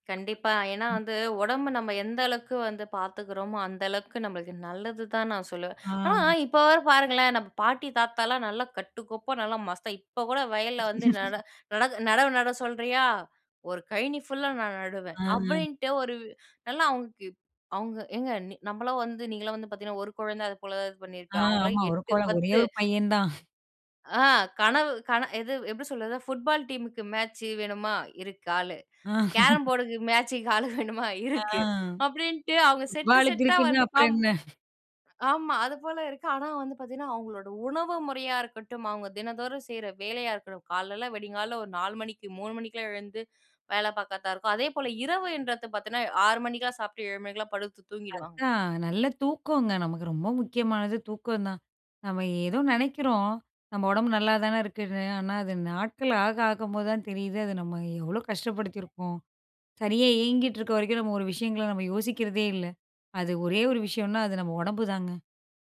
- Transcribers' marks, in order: other background noise; laugh; laugh
- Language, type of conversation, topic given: Tamil, podcast, உடல் சோர்வு ஏற்பட்டால் வேலையை நிறுத்தி ஓய்வெடுப்பதா என்பதை எப்படி முடிவெடுக்கிறீர்கள்?